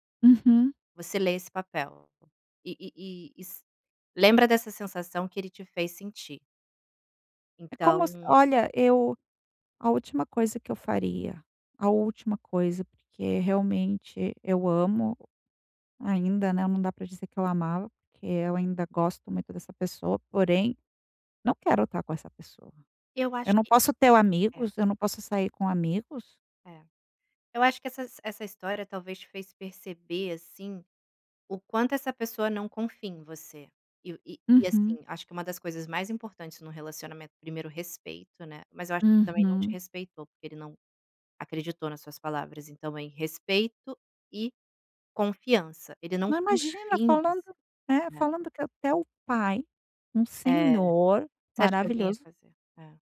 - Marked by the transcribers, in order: tapping
- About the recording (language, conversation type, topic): Portuguese, advice, Como posso lidar com um término recente e a dificuldade de aceitar a perda?